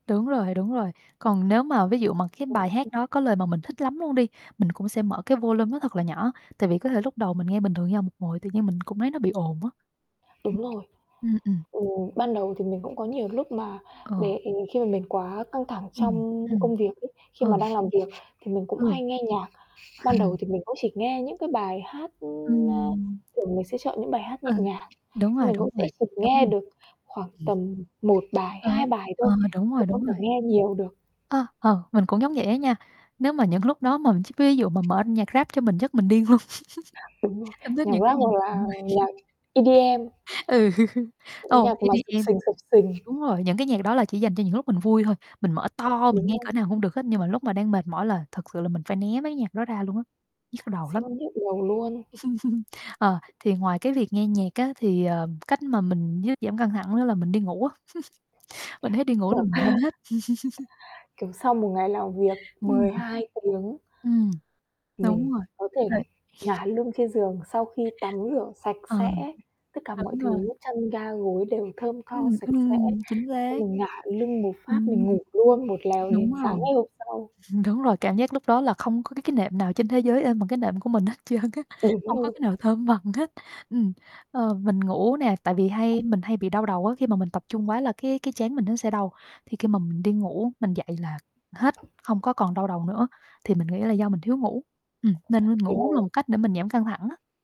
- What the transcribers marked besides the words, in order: unintelligible speech; static; other background noise; unintelligible speech; chuckle; mechanical hum; tapping; chuckle; distorted speech; unintelligible speech; chuckle; laugh; unintelligible speech; chuckle; laugh; unintelligible speech; chuckle; unintelligible speech; chuckle; laughing while speaking: "hết trơn á"; unintelligible speech; unintelligible speech
- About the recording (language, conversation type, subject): Vietnamese, unstructured, Bạn thường làm gì khi cảm thấy căng thẳng?